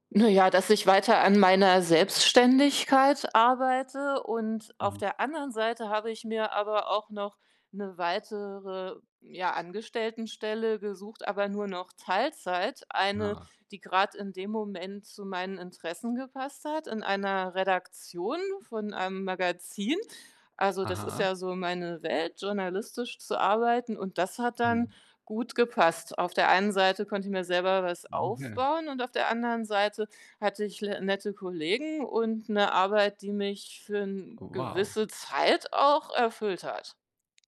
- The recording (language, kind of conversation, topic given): German, podcast, Wann hast du bewusst etwas losgelassen und dich danach besser gefühlt?
- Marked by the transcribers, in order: none